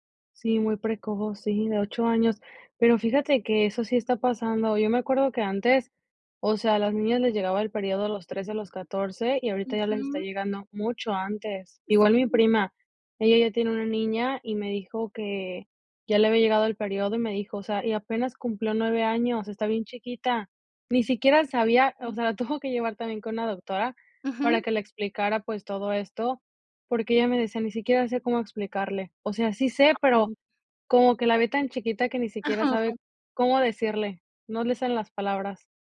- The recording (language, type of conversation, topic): Spanish, podcast, ¿Cómo conviertes una emoción en algo tangible?
- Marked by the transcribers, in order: other background noise; laughing while speaking: "tuvo"